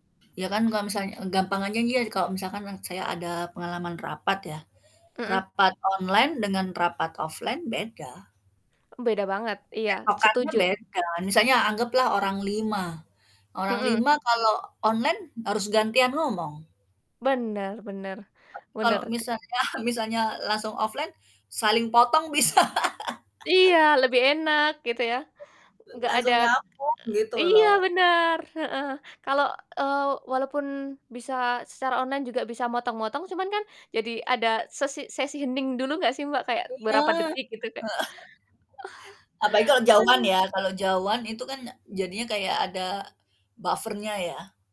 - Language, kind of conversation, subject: Indonesian, unstructured, Bagaimana teknologi mengubah cara kita berkomunikasi dalam kehidupan sehari-hari?
- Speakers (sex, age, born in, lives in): female, 18-19, Indonesia, Indonesia; female, 45-49, Indonesia, Indonesia
- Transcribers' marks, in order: static; in English: "offline"; distorted speech; unintelligible speech; laughing while speaking: "misalnya"; in English: "offline"; laugh; other background noise; other noise; chuckle; in English: "buffer-nya"